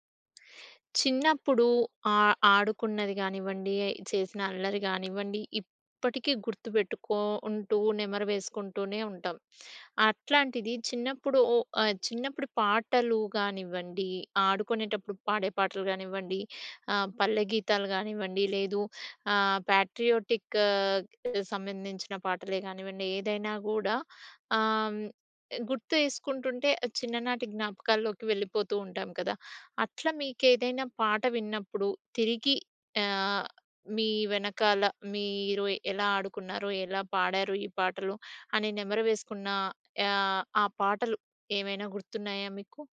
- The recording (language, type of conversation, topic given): Telugu, podcast, మీకు చిన్ననాటి సంగీత జ్ఞాపకాలు ఏవైనా ఉన్నాయా?
- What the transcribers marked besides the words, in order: tapping; in English: "పాట్రియోటిక్"; other background noise; "గుర్తు చేసుకుంటుంటే" said as "గుర్తేసుకుంటుంటే"